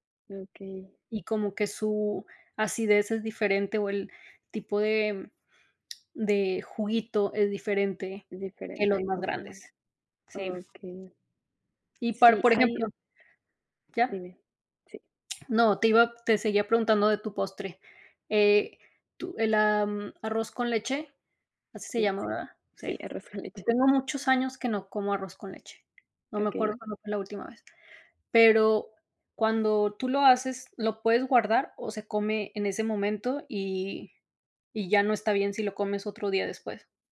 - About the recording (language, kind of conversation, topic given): Spanish, unstructured, ¿Cómo aprendiste a preparar tu postre favorito?
- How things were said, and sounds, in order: other background noise